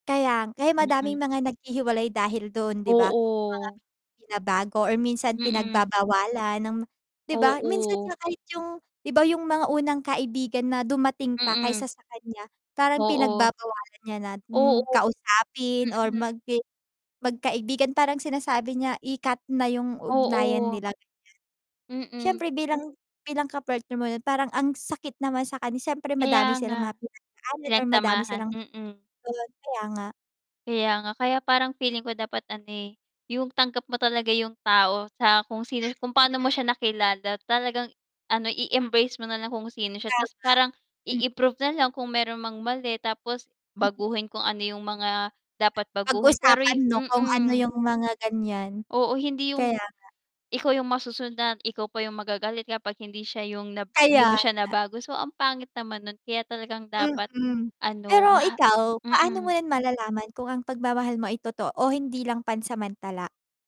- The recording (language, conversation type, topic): Filipino, unstructured, Paano mo ilalarawan ang tunay na pagmamahal?
- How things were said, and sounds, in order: static; distorted speech; other background noise; tapping